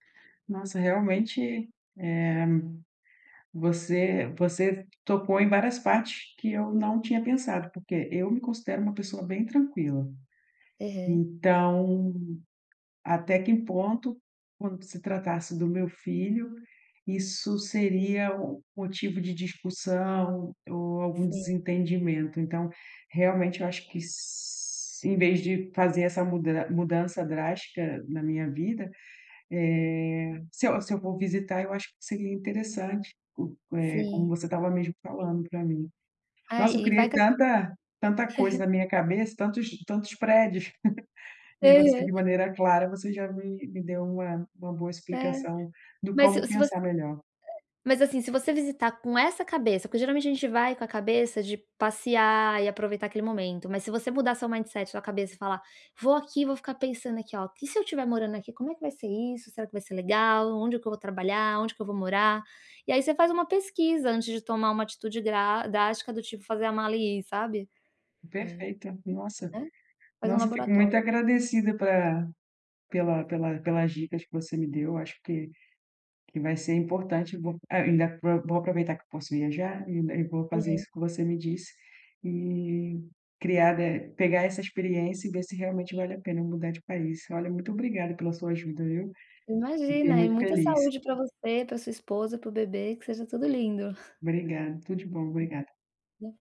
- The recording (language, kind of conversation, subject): Portuguese, advice, Como posso lidar com a incerteza e com mudanças constantes sem perder a confiança em mim?
- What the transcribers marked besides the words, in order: tapping; chuckle; in English: "mindset"; unintelligible speech